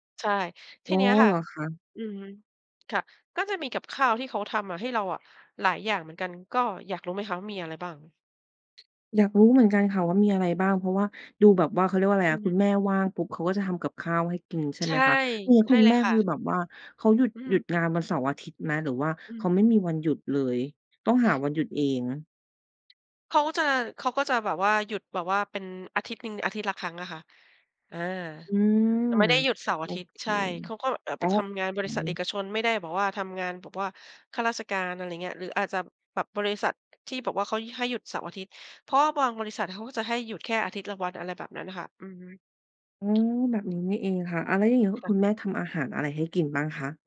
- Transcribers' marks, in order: tapping
- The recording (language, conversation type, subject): Thai, podcast, เล่าความทรงจำเล็กๆ ในบ้านที่ทำให้คุณยิ้มได้หน่อย?